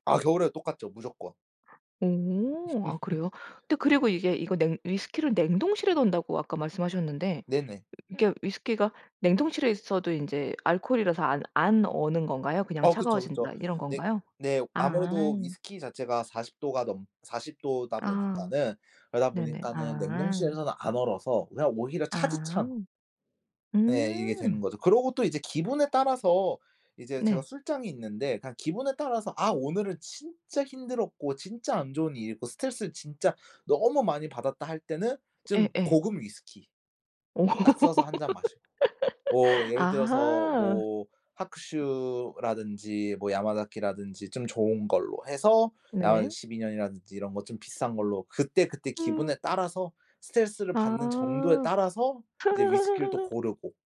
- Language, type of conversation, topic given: Korean, podcast, 스트레스를 풀 때 주로 무엇을 하시나요?
- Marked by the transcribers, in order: laugh; tapping; other background noise; laughing while speaking: "오"; laugh; laugh